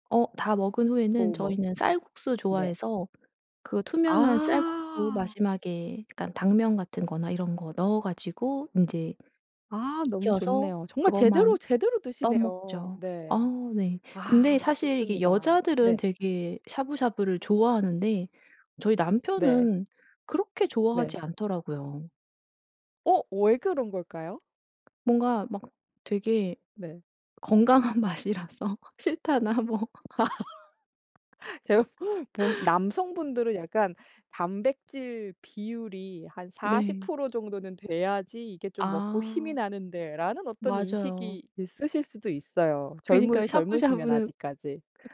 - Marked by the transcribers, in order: other background noise; laughing while speaking: "건강한 맛이라서 싫다나 뭐"; laugh; laughing while speaking: "제가"; laugh; laugh
- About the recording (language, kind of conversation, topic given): Korean, podcast, 외식할 때 건강하게 메뉴를 고르는 방법은 무엇인가요?